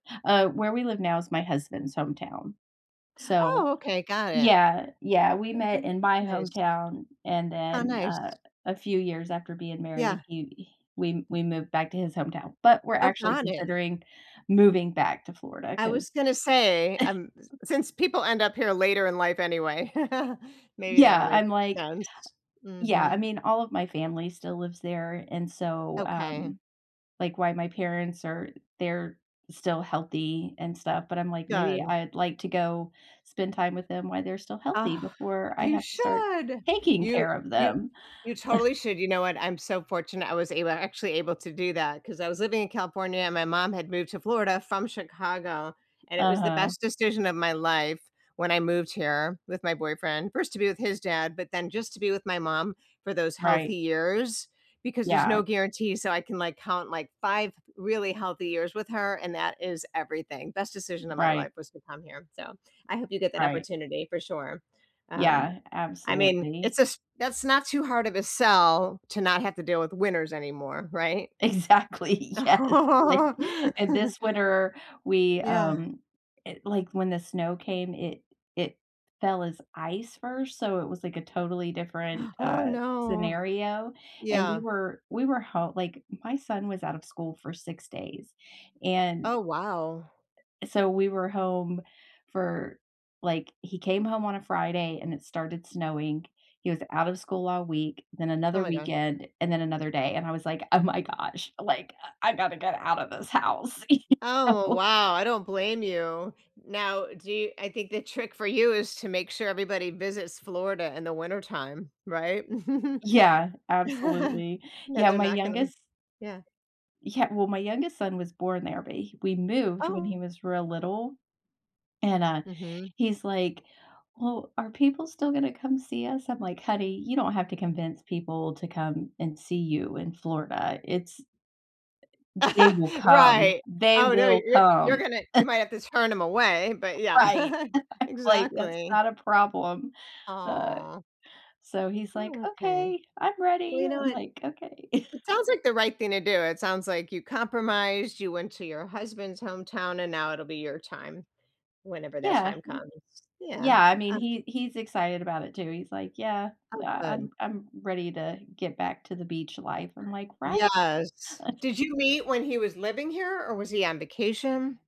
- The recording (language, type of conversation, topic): English, unstructured, What is your favorite nearby place to enjoy nature?
- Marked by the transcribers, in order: unintelligible speech; tapping; chuckle; chuckle; other background noise; chuckle; laughing while speaking: "Exactly, yes, like"; laugh; gasp; laugh; laughing while speaking: "you know?"; chuckle; laugh; chuckle; laughing while speaking: "Right. I'm like, That's not a problem"; chuckle; chuckle; chuckle